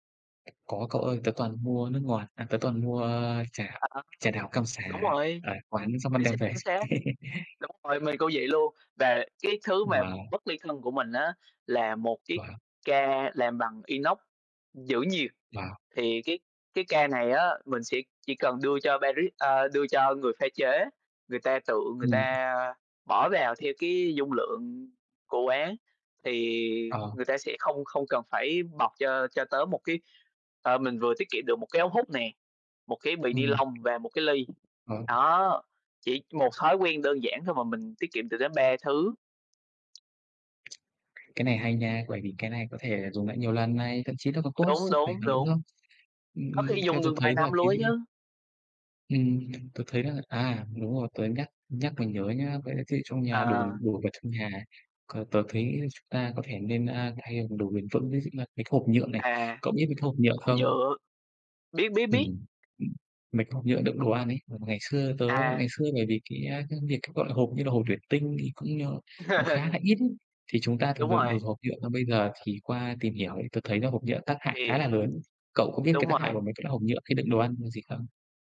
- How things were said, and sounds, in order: tapping; other background noise; laugh; laugh
- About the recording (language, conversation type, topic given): Vietnamese, unstructured, Làm thế nào để giảm rác thải nhựa trong nhà bạn?
- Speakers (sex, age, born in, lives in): female, 20-24, Vietnam, Vietnam; male, 25-29, Vietnam, Vietnam